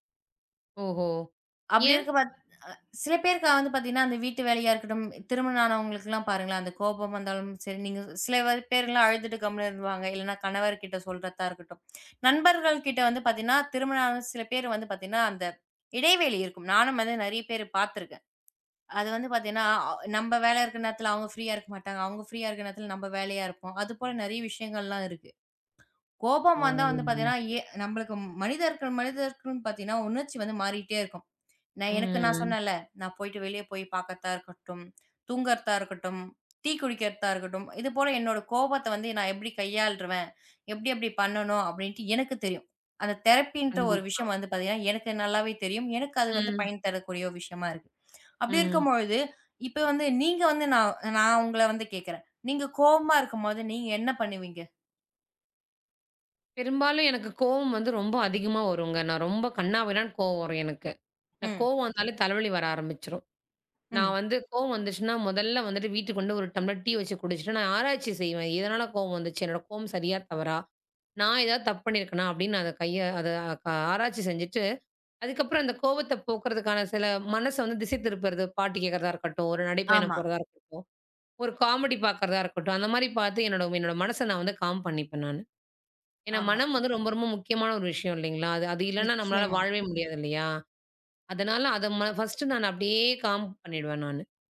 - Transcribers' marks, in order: other noise; other background noise; "வந்து" said as "அது"; in English: "ப்ரீயா"; in English: "ப்ரீயா"; drawn out: "ஓ"; in English: "தெரப்பின்ற"; "வந்து" said as "வண்டு"; "நடைப்பயணம்" said as "நடிப்பயணம்"; in English: "காம்"; in English: "ஃபர்ஸ்ட்"; in English: "காம்"
- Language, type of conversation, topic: Tamil, podcast, கோபம் வந்தால் அதை எப்படி கையாளுகிறீர்கள்?